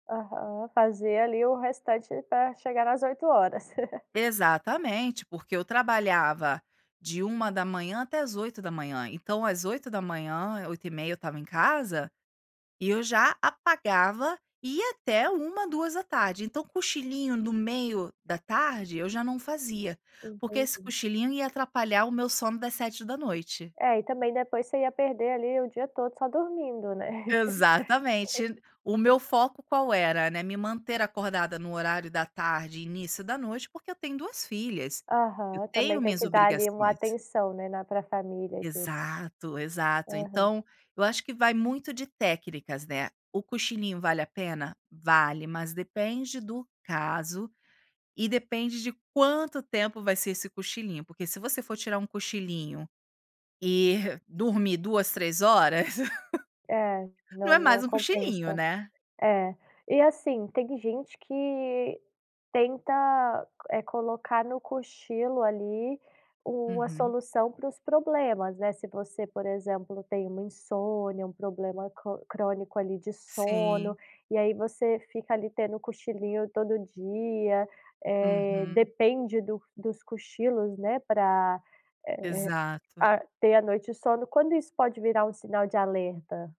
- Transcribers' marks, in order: chuckle; chuckle; chuckle
- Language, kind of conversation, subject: Portuguese, podcast, Quando vale a pena tirar um cochilo?